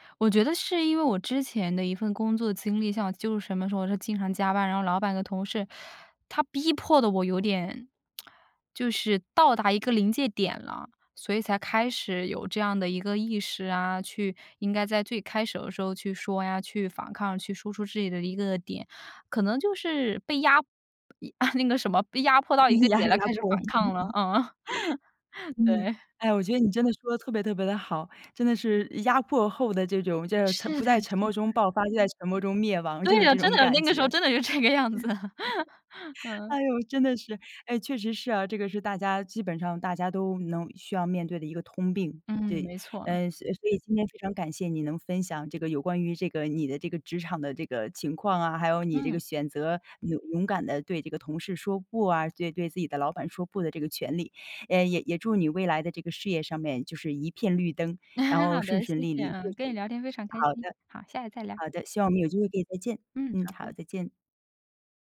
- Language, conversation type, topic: Chinese, podcast, 你会安排固定的断网时间吗？
- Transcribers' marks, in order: tsk; "开始" said as "开手"; "自己" said as "痣几"; other background noise; laughing while speaking: "那个什么被压迫到一个点了开始反抗了，嗯，对"; laughing while speaking: "压 压迫"; laugh; joyful: "哎，我觉得你真的说得特 … 就是这种感觉"; laughing while speaking: "对啊，真的，那个时候真的就这个样子。嗯"; laugh; laughing while speaking: "哎哟，真的是，诶，确实是啊"; laugh; laughing while speaking: "好的，谢谢啊"; other noise